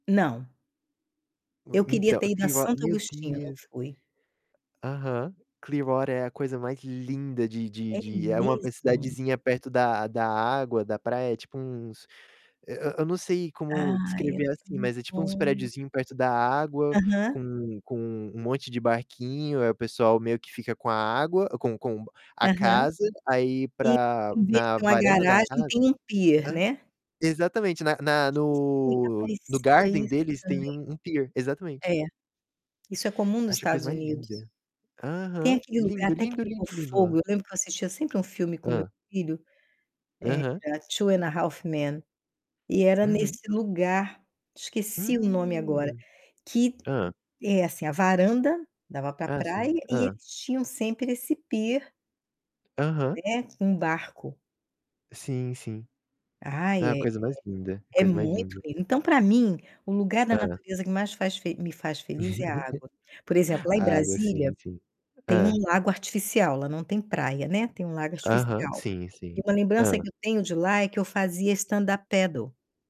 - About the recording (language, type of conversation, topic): Portuguese, unstructured, Qual é o lugar na natureza que mais te faz feliz?
- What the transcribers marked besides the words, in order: static; distorted speech; tapping; chuckle